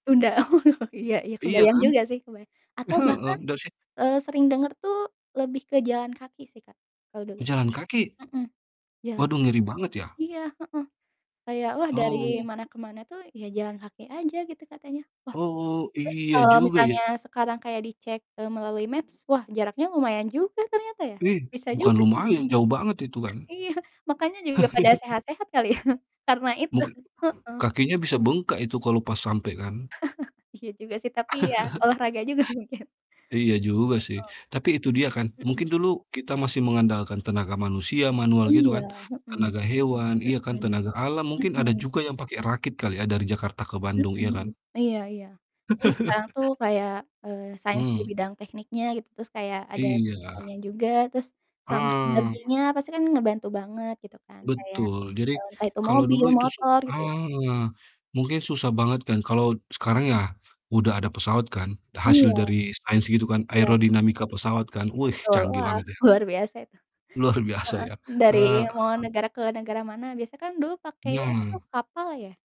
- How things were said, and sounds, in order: laugh; distorted speech; laughing while speaking: "dia"; chuckle; mechanical hum; chuckle; laughing while speaking: "itu"; laugh; chuckle; laughing while speaking: "juga mungkin"; chuckle; laughing while speaking: "itu"; laughing while speaking: "Luar biasa"
- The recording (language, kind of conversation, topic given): Indonesian, unstructured, Bagaimana sains membantu kehidupan sehari-hari kita?